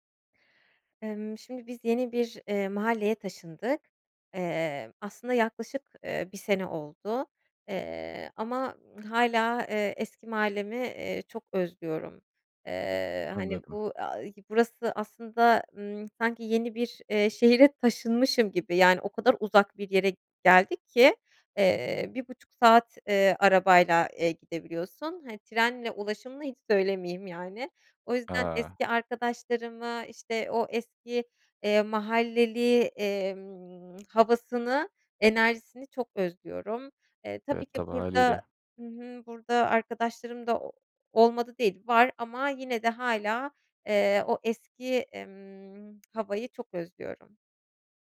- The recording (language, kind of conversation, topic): Turkish, advice, Yeni bir şehirde kendinizi yalnız ve arkadaşsız hissettiğiniz oluyor mu?
- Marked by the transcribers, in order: other background noise; tsk